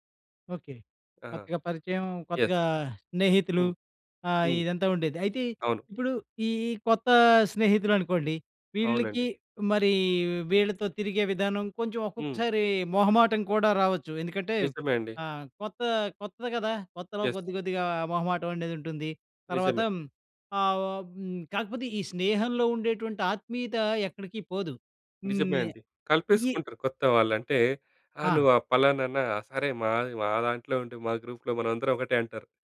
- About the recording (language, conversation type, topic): Telugu, podcast, కొత్త చోటుకు వెళ్లినప్పుడు మీరు కొత్త స్నేహితులను ఎలా చేసుకుంటారు?
- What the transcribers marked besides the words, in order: in English: "ఎస్"; in English: "ఎస్"; in English: "గ్రూప్‌లో"